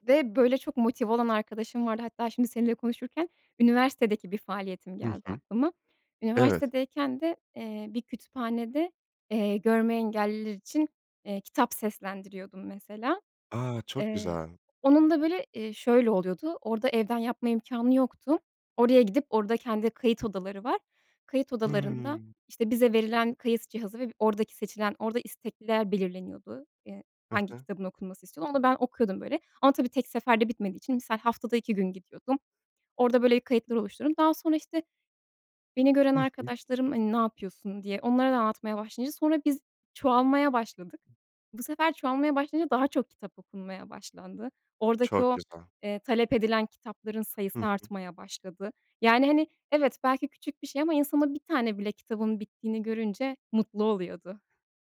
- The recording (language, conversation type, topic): Turkish, podcast, İnsanları gönüllü çalışmalara katılmaya nasıl teşvik edersin?
- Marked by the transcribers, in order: other background noise